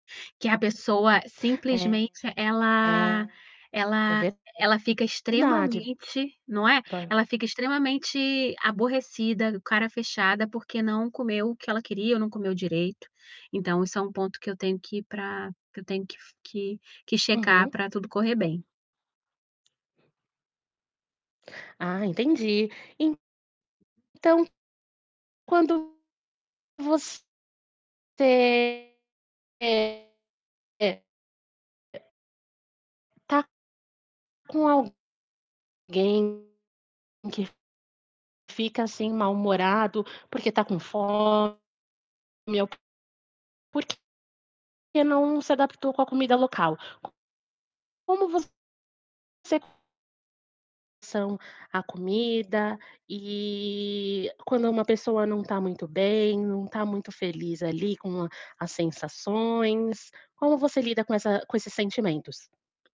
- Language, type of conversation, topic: Portuguese, podcast, Qual prato que você comeu numa viagem você sempre lembra?
- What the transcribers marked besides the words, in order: distorted speech; tapping; static; other background noise; mechanical hum